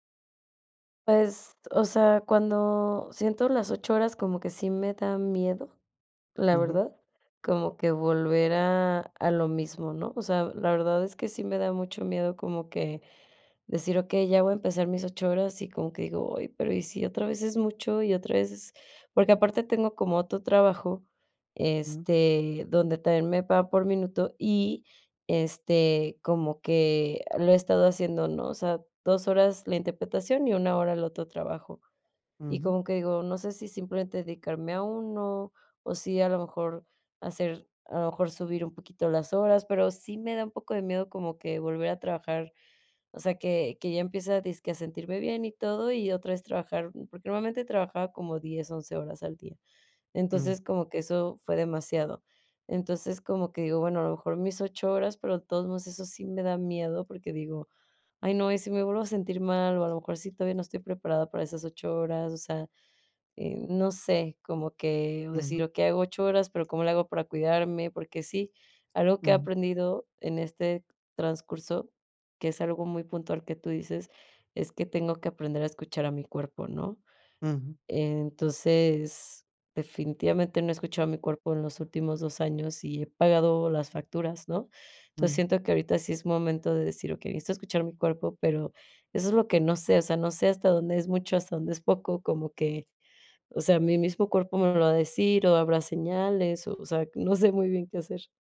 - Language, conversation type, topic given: Spanish, advice, ¿Cómo puedo volver al trabajo sin volver a agotarme y cuidar mi bienestar?
- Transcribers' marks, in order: laughing while speaking: "muy bien"